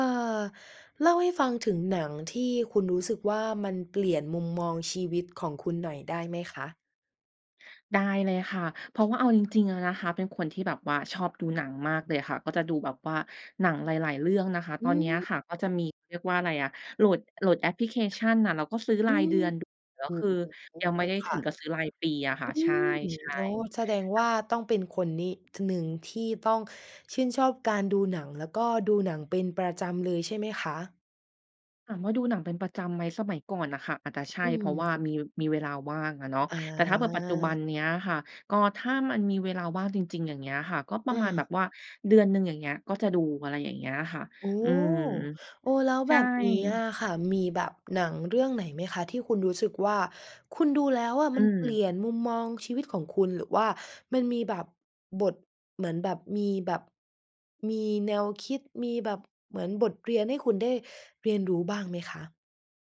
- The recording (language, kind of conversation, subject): Thai, podcast, คุณช่วยเล่าให้ฟังหน่อยได้ไหมว่ามีหนังเรื่องไหนที่ทำให้มุมมองชีวิตของคุณเปลี่ยนไป?
- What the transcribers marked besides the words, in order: other background noise; tapping; unintelligible speech